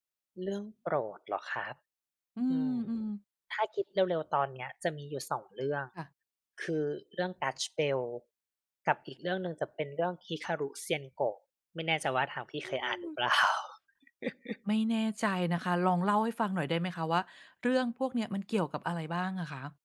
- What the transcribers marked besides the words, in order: laughing while speaking: "เปล่า ?"; chuckle; tapping
- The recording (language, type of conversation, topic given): Thai, podcast, คุณช่วยเล่าเรื่องที่ทำให้คุณรักการเรียนรู้ได้ไหม?